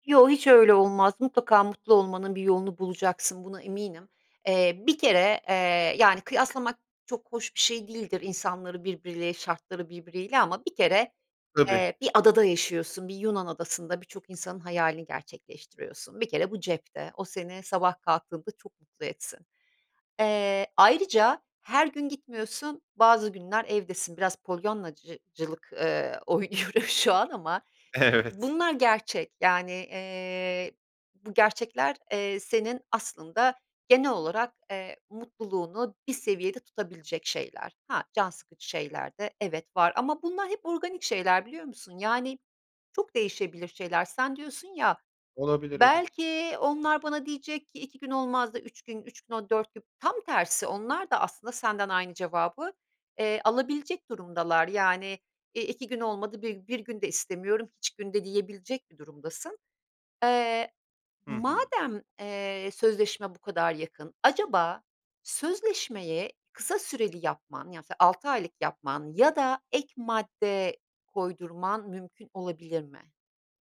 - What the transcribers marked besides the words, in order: laughing while speaking: "Evet"
- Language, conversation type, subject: Turkish, advice, Evden çalışma veya esnek çalışma düzenine geçişe nasıl uyum sağlıyorsunuz?